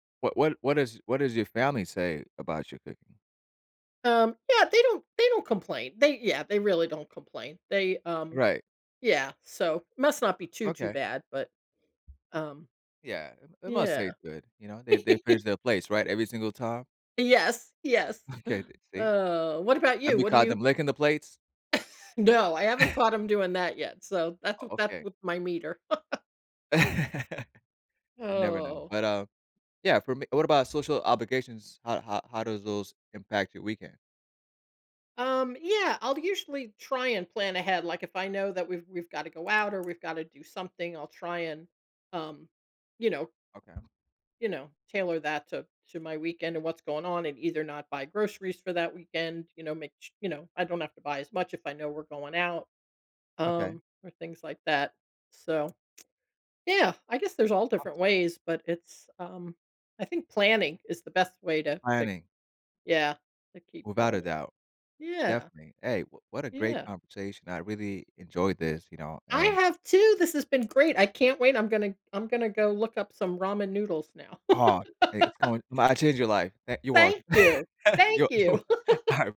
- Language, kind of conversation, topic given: English, unstructured, What factors influence your decision to spend your weekend at home or out?
- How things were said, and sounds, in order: other background noise; giggle; laughing while speaking: "Okay"; chuckle; chuckle; laugh; tapping; laugh; laugh; laughing while speaking: "You're you're wel Alright"; laugh